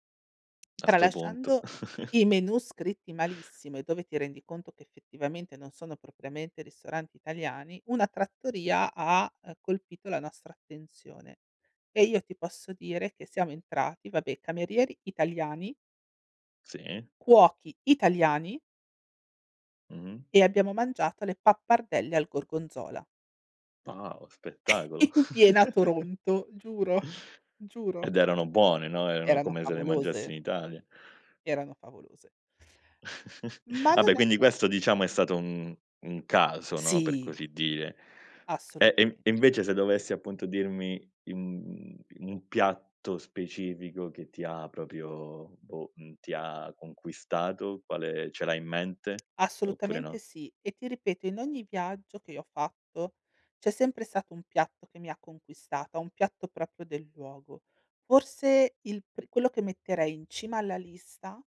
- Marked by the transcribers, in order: tsk; chuckle; chuckle; laughing while speaking: "In piena"; giggle; chuckle; tapping
- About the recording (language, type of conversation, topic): Italian, podcast, Qual è il cibo più sorprendente che hai assaggiato durante un viaggio?
- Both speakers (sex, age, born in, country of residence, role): female, 40-44, Italy, Spain, guest; male, 30-34, Italy, Italy, host